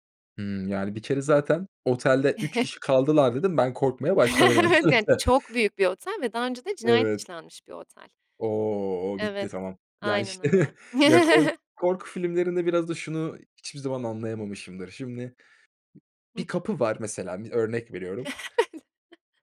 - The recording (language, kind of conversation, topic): Turkish, podcast, Son izlediğin film seni nereye götürdü?
- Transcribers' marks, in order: chuckle; other background noise; chuckle; laughing while speaking: "Evet"; laughing while speaking: "öncelikle"; chuckle; other noise; chuckle